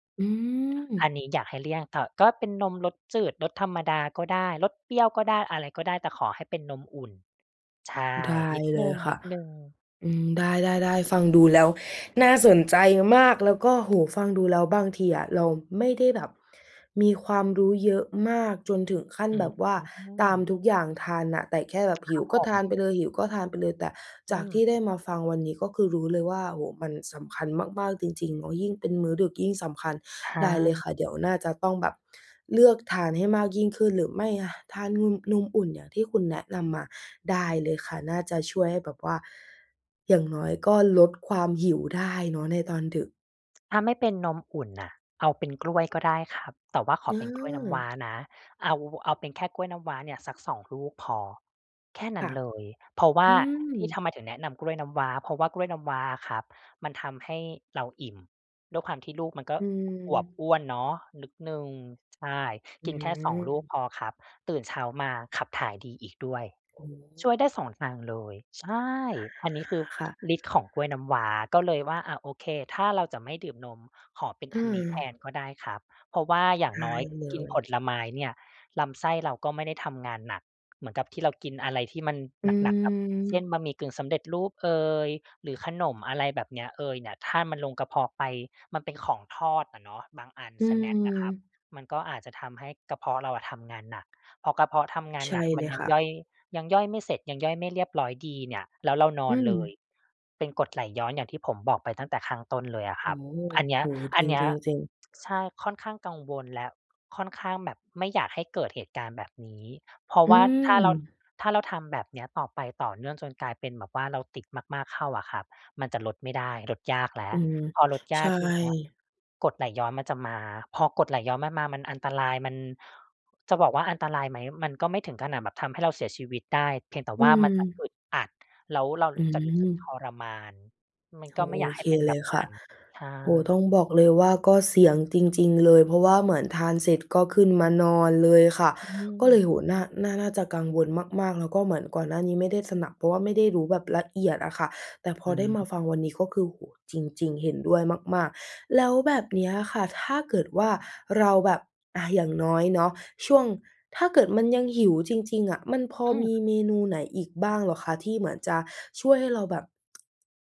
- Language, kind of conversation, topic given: Thai, advice, พยายามกินอาหารเพื่อสุขภาพแต่หิวตอนกลางคืนและมักหยิบของกินง่าย ๆ ควรทำอย่างไร
- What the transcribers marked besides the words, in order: tsk; other noise; tapping; "นิด" said as "นึด"; other background noise; tsk; tsk